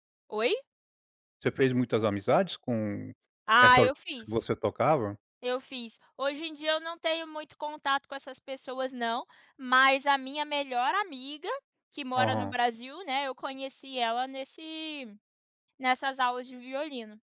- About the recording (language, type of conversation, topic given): Portuguese, podcast, Que sons definem a sua infância?
- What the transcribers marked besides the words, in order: none